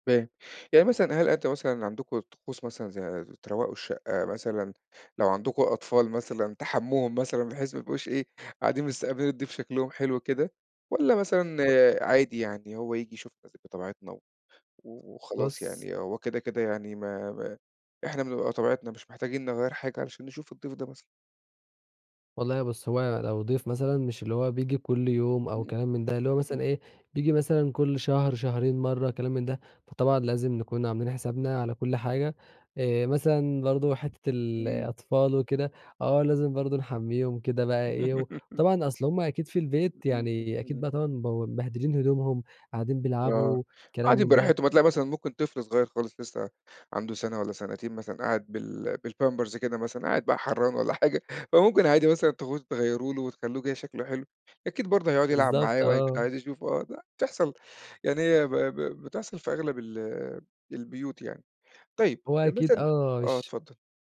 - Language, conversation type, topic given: Arabic, podcast, إيه هي طقوس الضيافة اللي ما بتتغيرش عندكم خالص؟
- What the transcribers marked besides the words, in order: giggle; unintelligible speech; laughing while speaking: "والّا حاجة"; "تاخدوه" said as "تخوده"